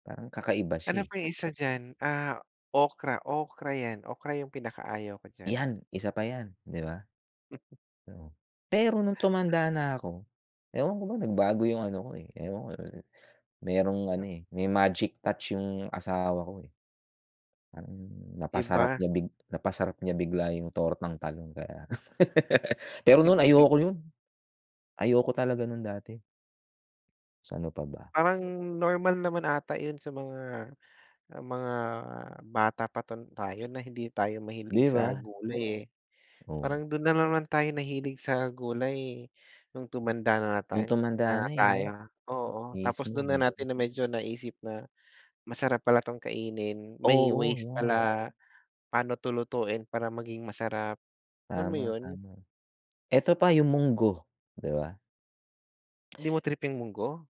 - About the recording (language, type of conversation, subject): Filipino, unstructured, Ano ang madalas mong kainin kapag nagugutom ka?
- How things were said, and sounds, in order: laugh